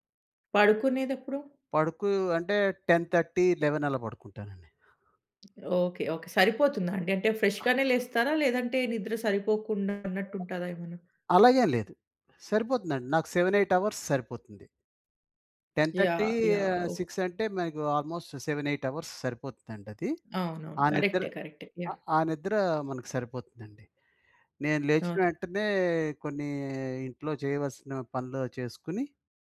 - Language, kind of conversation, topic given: Telugu, podcast, రోజూ ఏ అలవాట్లు మానసిక ధైర్యాన్ని పెంచడంలో సహాయపడతాయి?
- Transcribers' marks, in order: in English: "టెన్ థర్టీ లెవన్"; tapping; other background noise; in English: "సెవెన్ ఎయిట్ అవర్స్"; in English: "టెన్ థర్టీ"; in English: "సిక్స్"; in English: "ఆల్మోస్ట్ సెవెన్ ఎయిట్ అవర్స్"